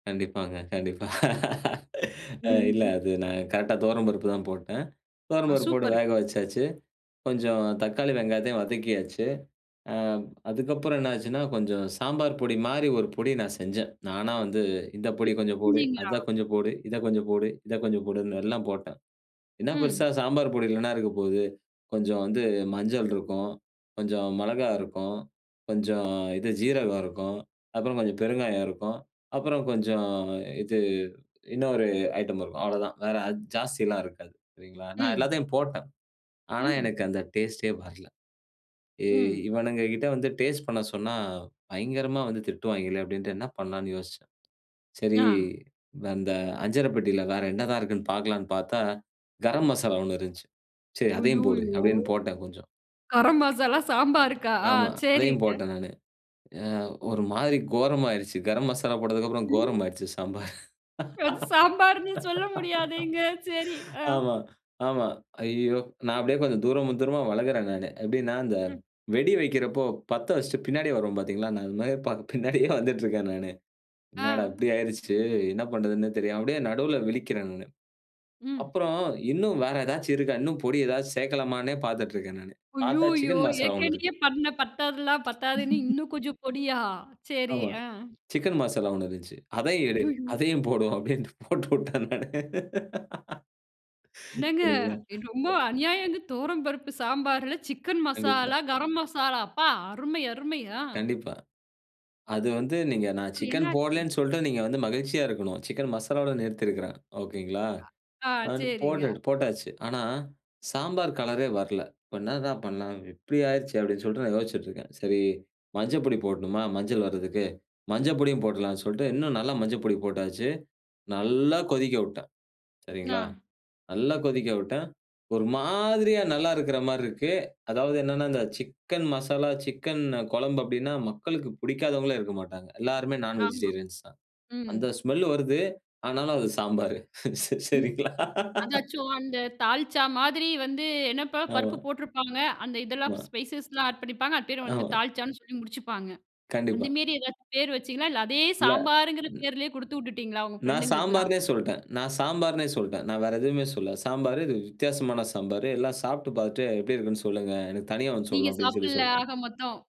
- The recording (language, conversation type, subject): Tamil, podcast, ஒரு சாதாரண உணவுக்கு சில புதிய மசாலாக்களை சேர்த்து பார்த்த அனுபவம் எப்படி இருந்தது?
- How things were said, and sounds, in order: laugh; unintelligible speech; other noise; giggle; laugh; laughing while speaking: "அது சாம்பார்ன்னு சொல்ல முடியாதேங்க, சரி. ஆ"; chuckle; laugh; laughing while speaking: "அதையும் போடுவோம் அப்டின்னு போட்டு விட்டேன் நானு"; laugh; unintelligible speech; laughing while speaking: "சரிங்களா?"; laugh; unintelligible speech